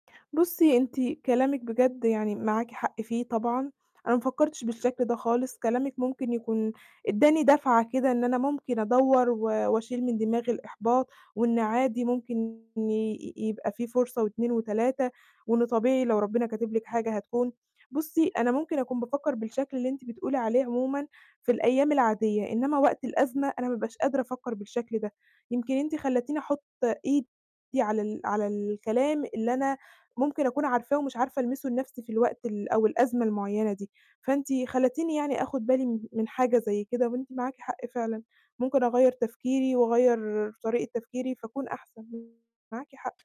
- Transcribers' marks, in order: distorted speech; unintelligible speech
- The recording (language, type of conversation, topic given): Arabic, advice, إزاي أقدر أتجاوز إحساس الفشل والإحباط وأنا بحاول تاني؟